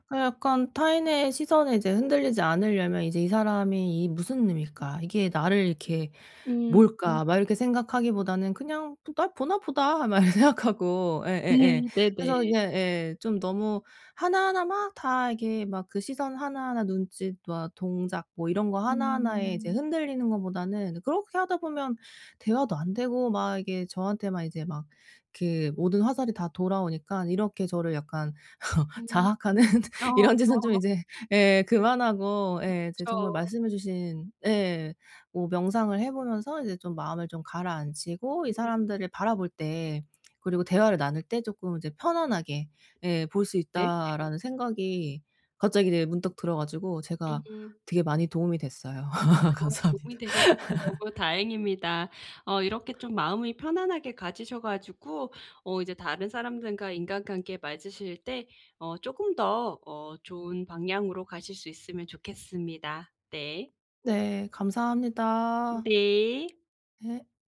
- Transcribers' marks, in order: laughing while speaking: "막 이렇게 생각하고"; laugh; laughing while speaking: "자학하는"; other background noise; laugh; laughing while speaking: "감사합니다"; laugh
- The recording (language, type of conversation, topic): Korean, advice, 다른 사람의 시선에 흔들리지 않고 제 모습을 지키려면 어떻게 해야 하나요?